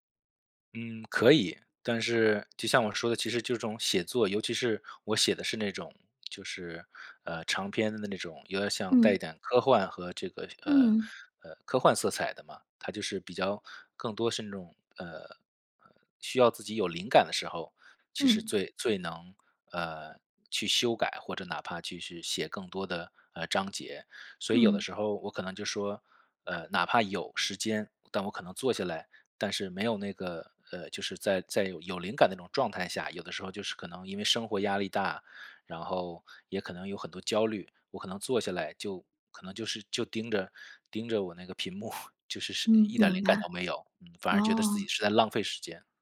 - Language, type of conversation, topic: Chinese, advice, 为什么我的创作计划总是被拖延和打断？
- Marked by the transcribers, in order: laughing while speaking: "幕"